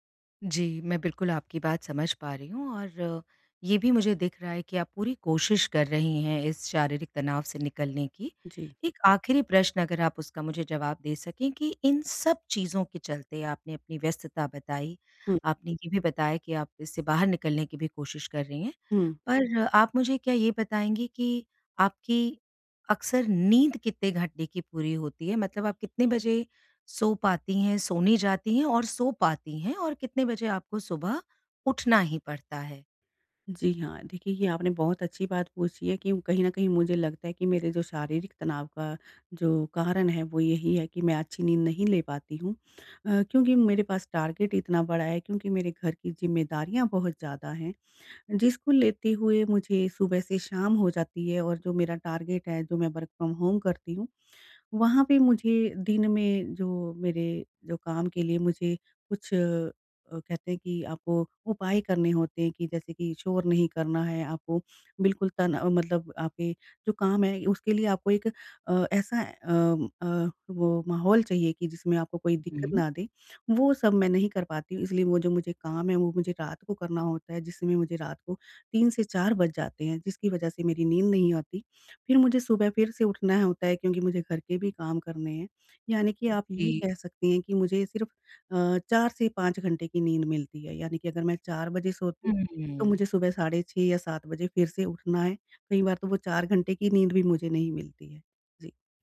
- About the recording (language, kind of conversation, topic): Hindi, advice, शारीरिक तनाव कम करने के त्वरित उपाय
- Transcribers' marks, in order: in English: "टारगेट"; in English: "टारगेट"; in English: "वर्क फ़्रॉम होम"